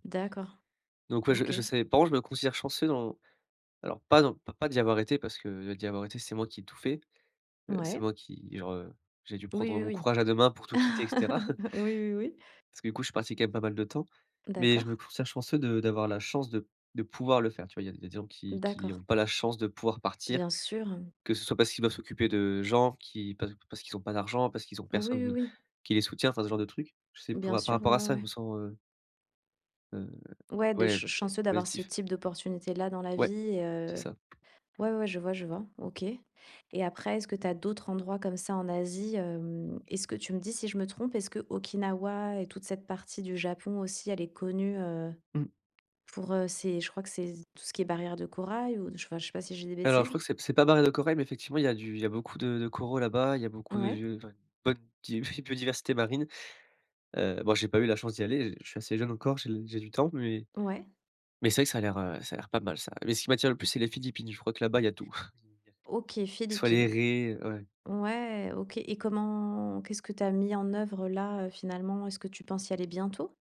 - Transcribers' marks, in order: chuckle; stressed: "pouvoir"; tapping; other background noise; drawn out: "de"; laughing while speaking: "biodiversité"; unintelligible speech; drawn out: "comment"
- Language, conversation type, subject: French, podcast, As-tu un souvenir d’enfance lié à la nature ?